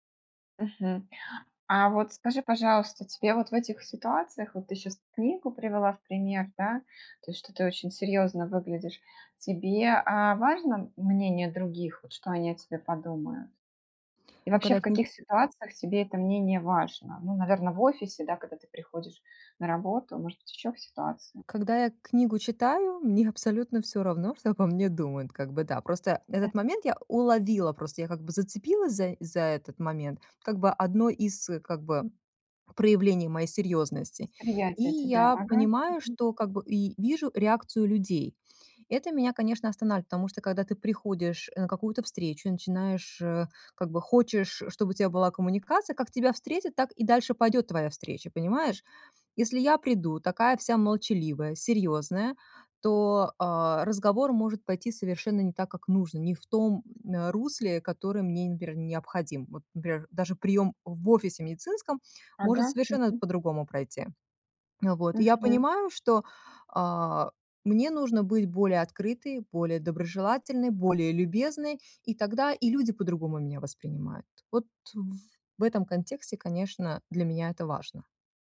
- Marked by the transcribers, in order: laughing while speaking: "мне"; laughing while speaking: "что"
- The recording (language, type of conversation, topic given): Russian, advice, Как мне быть собой, не теряя одобрения других людей?